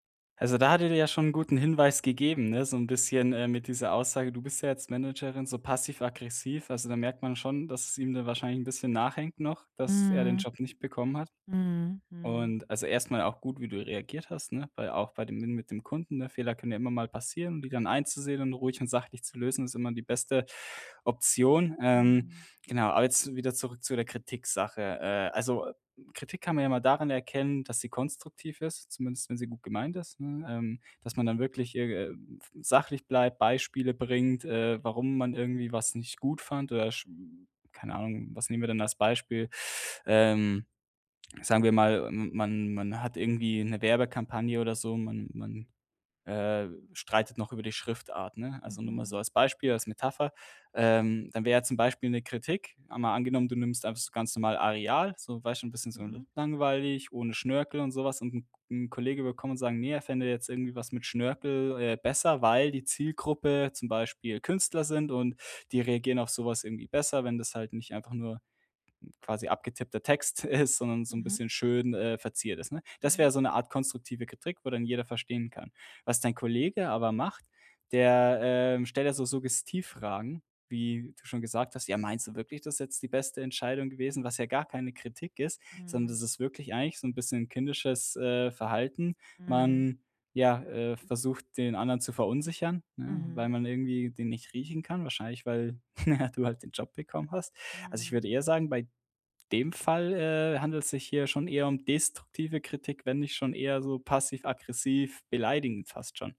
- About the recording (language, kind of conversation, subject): German, advice, Woran erkenne ich, ob Kritik konstruktiv oder destruktiv ist?
- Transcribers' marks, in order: laughing while speaking: "ist"; chuckle